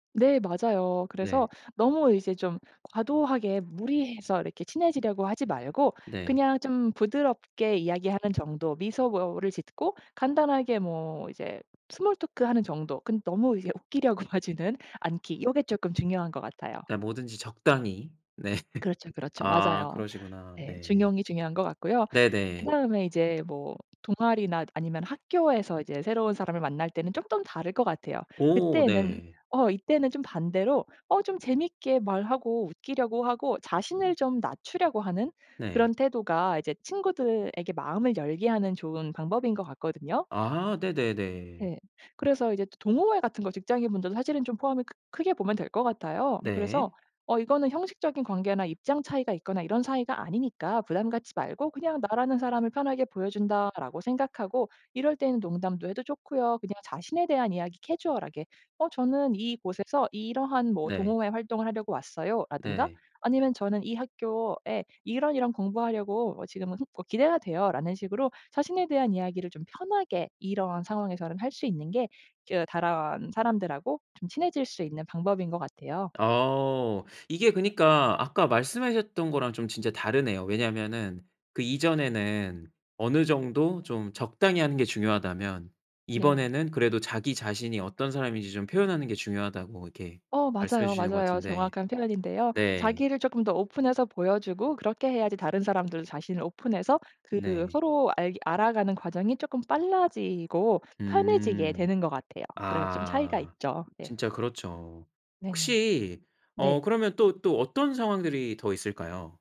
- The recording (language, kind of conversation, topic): Korean, podcast, 새로운 사람과 친해지는 방법은 무엇인가요?
- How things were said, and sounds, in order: other background noise; in English: "스몰 토크 하는"; laughing while speaking: "하지는"; laughing while speaking: "네"; laugh; "다른" said as "다란"